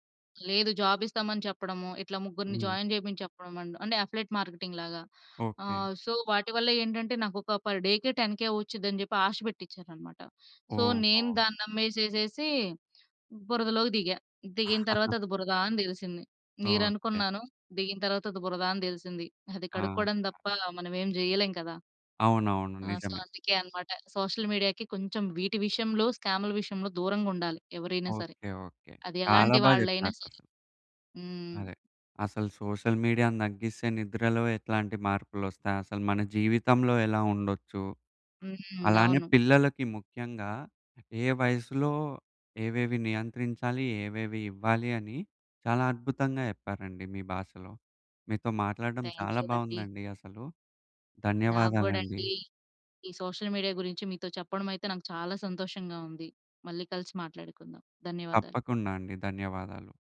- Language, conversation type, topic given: Telugu, podcast, సోషల్ మీడియా వాడకాన్ని తగ్గించిన తర్వాత మీ నిద్రలో ఎలాంటి మార్పులు గమనించారు?
- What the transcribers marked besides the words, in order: in English: "జాబ్"; in English: "జాయిన్"; in English: "అఫిలియేట్ మార్కెటింగ్‌లాగా"; in English: "సో"; in English: "పర్ డే"; in English: "టెన్ కే"; in English: "సో"; chuckle; in English: "సో"; in English: "సోషల్ మీడియా‌కి"; other background noise; in English: "సోషల్ మీడియా‌ని"; in English: "సోషల్ మీడియా"